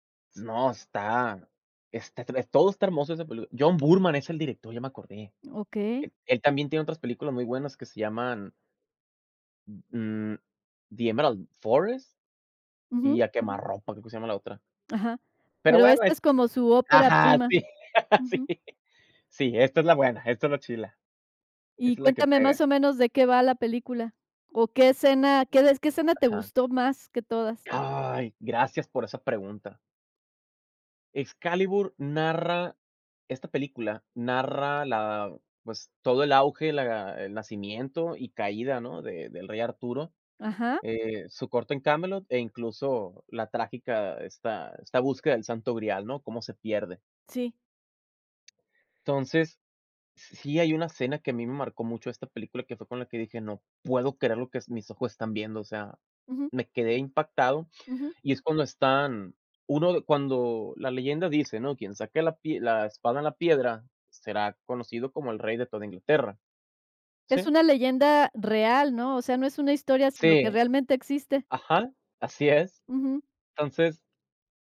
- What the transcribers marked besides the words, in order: laughing while speaking: "Sí, sí"; other background noise
- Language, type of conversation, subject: Spanish, podcast, ¿Cuál es una película que te marcó y qué la hace especial?